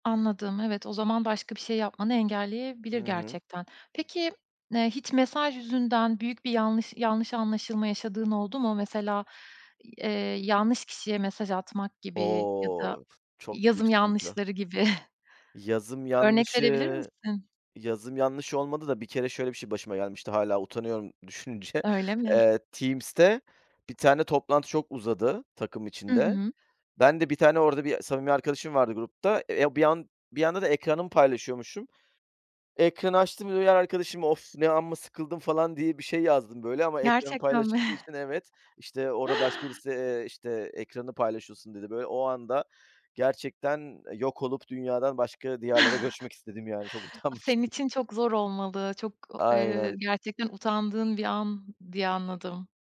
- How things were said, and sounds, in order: tapping; drawn out: "O"; laughing while speaking: "düşününce"; chuckle; chuckle; laughing while speaking: "utanmıştım"
- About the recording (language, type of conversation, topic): Turkish, podcast, Telefon yerine mesajlaşmayı mı tercih edersin, neden?